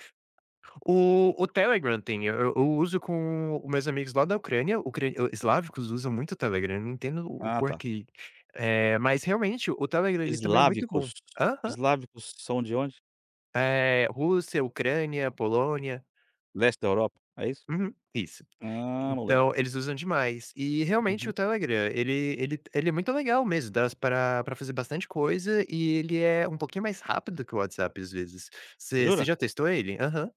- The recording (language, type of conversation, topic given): Portuguese, podcast, Quando você prefere fazer uma ligação em vez de trocar mensagens?
- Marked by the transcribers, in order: tapping; put-on voice: "Telegram"